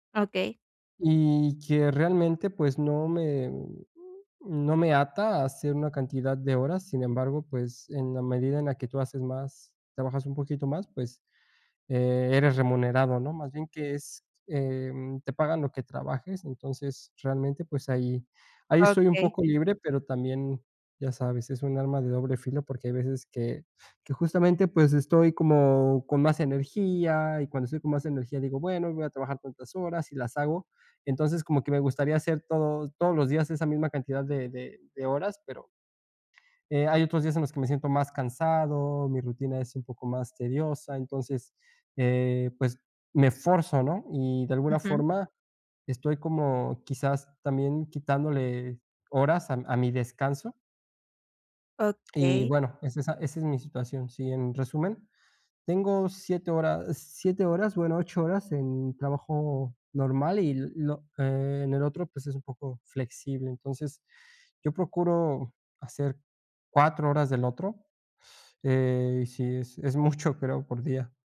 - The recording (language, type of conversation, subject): Spanish, advice, ¿Cómo puedo equilibrar mejor mi trabajo y mi descanso diario?
- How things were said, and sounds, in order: tapping; "fuerzo" said as "forzo"